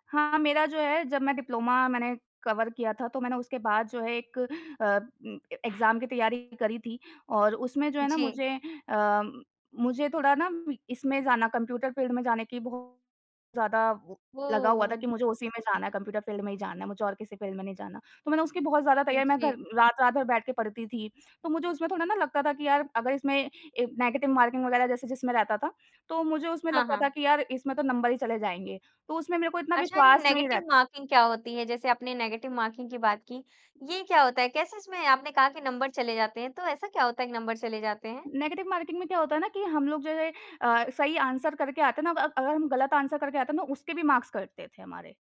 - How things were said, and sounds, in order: in English: "कवर"; in English: "एग्ज़ाम"; other background noise; in English: "फ़ील्ड"; in English: "फ़ील्ड"; in English: "फ़ील्ड"; in English: "नेगेटिव मार्किंग"; in English: "नंबर"; in English: "नेगेटिव मार्किंग"; in English: "नेगेटिव मार्किंग"; in English: "नंबर"; in English: "नंबर"; in English: "नेगेटिव मार्किंग"; in English: "आंसर"; in English: "मार्क्स"
- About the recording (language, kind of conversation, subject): Hindi, podcast, आप परीक्षा के तनाव को कैसे संभालते हैं?